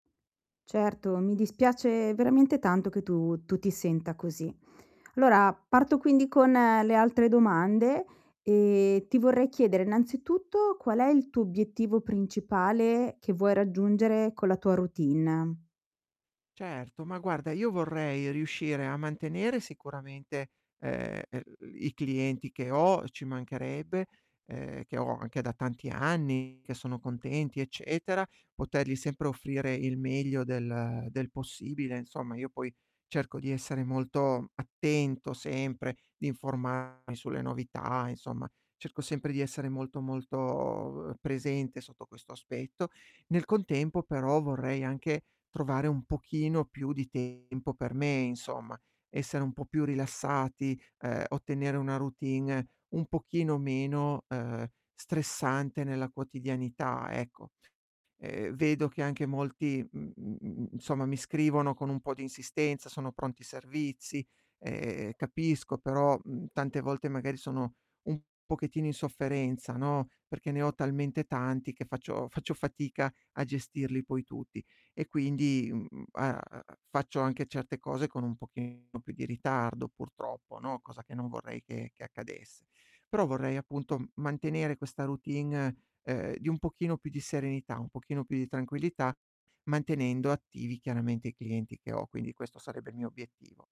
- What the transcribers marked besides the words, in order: tapping; "Allora" said as "llora"; distorted speech; drawn out: "molto"; other background noise; "insomma" said as "nsomma"
- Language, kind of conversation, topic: Italian, advice, Come posso costruire ogni giorno una routine sana e sostenibile?